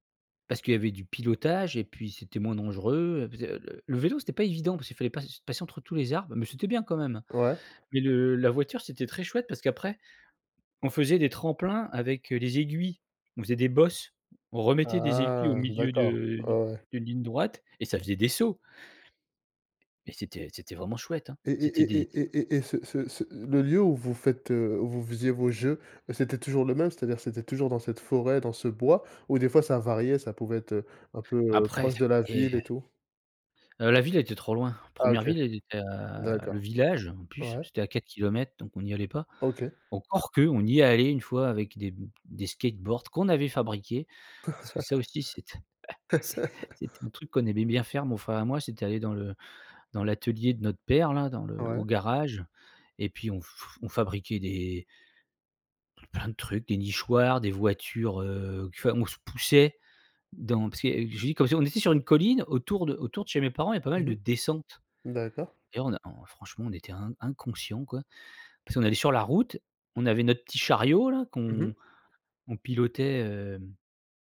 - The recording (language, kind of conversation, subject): French, podcast, Quel était ton endroit secret pour jouer quand tu étais petit ?
- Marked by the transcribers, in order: laugh; chuckle; unintelligible speech